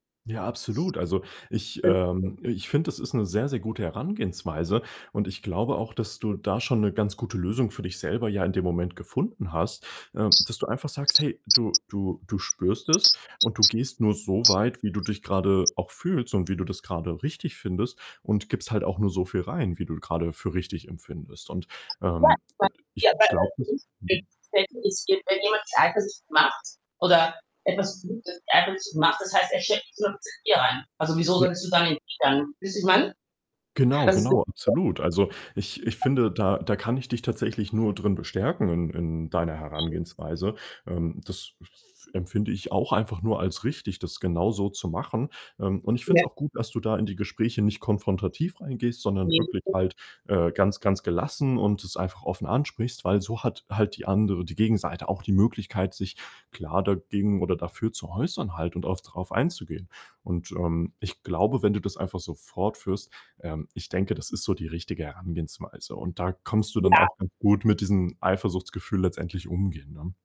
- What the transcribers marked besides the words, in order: other noise; other background noise; distorted speech
- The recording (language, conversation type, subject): German, advice, Wie kann ich mit Eifersuchtsgefühlen umgehen, die meine Beziehung belasten?